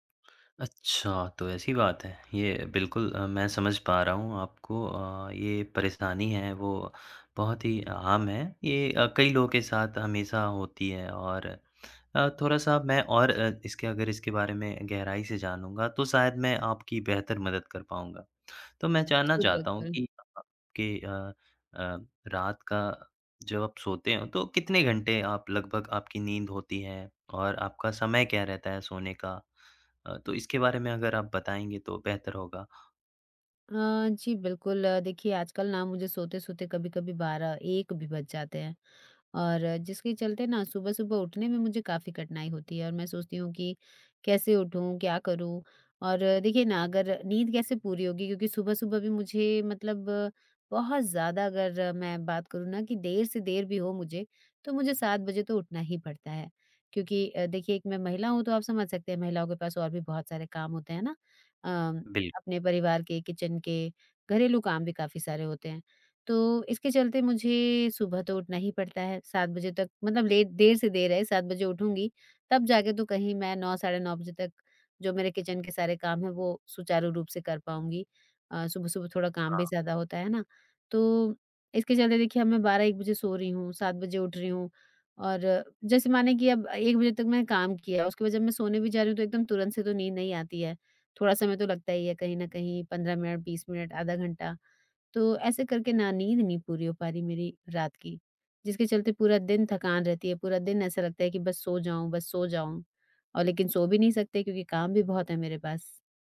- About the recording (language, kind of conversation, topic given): Hindi, advice, दिन में बहुत ज़्यादा झपकी आने और रात में नींद न आने की समस्या क्यों होती है?
- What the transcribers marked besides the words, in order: tapping; other background noise; in English: "किचन"; in English: "किचन"